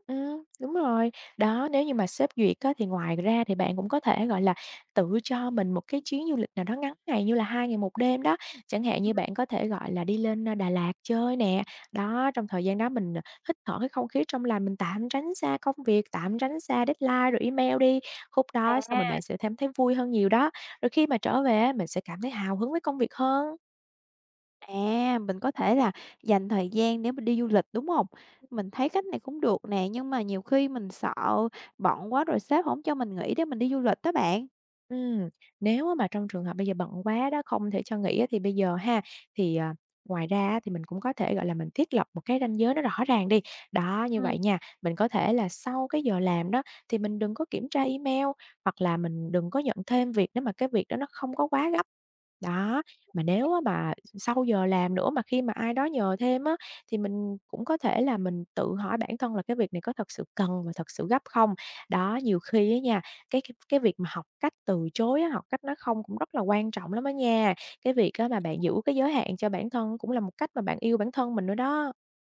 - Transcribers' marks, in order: tapping; unintelligible speech; in English: "deadline"; other noise; unintelligible speech; unintelligible speech
- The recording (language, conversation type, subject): Vietnamese, advice, Bạn đang cảm thấy kiệt sức vì công việc và chán nản, phải không?